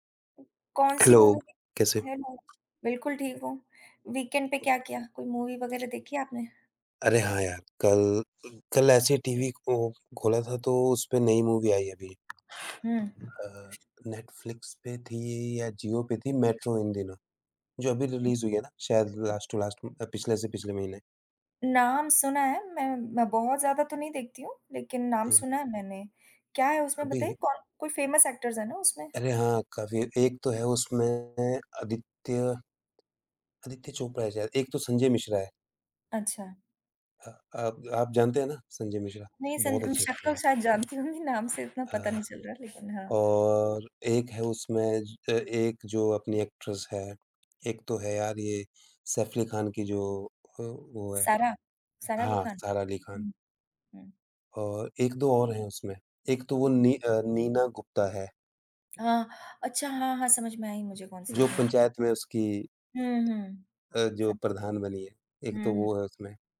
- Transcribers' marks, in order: in English: "हेलो"; in English: "मूवी"; in English: "हेलो"; in English: "वीकेंड"; tapping; in English: "मूवी"; in English: "मूवी"; sniff; in English: "रिलीज़"; other noise; in English: "लास्ट टू लास्ट"; in English: "फेमस एक्टर्स"; in English: "एक्टर"; other background noise; in English: "एक्ट्रेस"; in English: "मूवी"
- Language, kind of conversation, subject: Hindi, unstructured, आपने आखिरी बार कौन-सी फ़िल्म देखकर खुशी महसूस की थी?
- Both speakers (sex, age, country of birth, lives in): female, 50-54, India, United States; male, 35-39, India, India